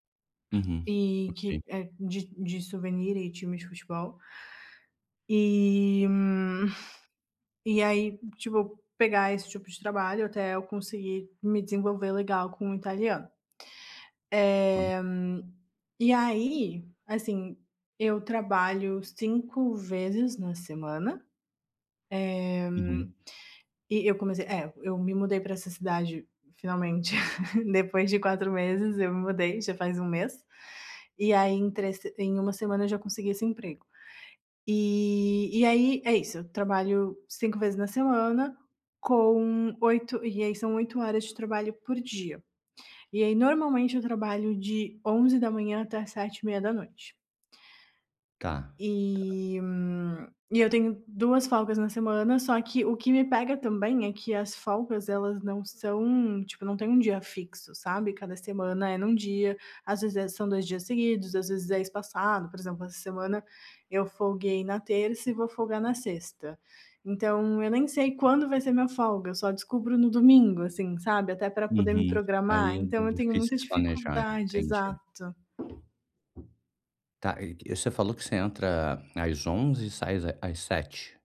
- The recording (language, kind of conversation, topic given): Portuguese, advice, Como posso encontrar tempo para desenvolver um novo passatempo?
- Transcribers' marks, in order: tapping; unintelligible speech; drawn out: "E"; other background noise; chuckle; drawn out: "E"; door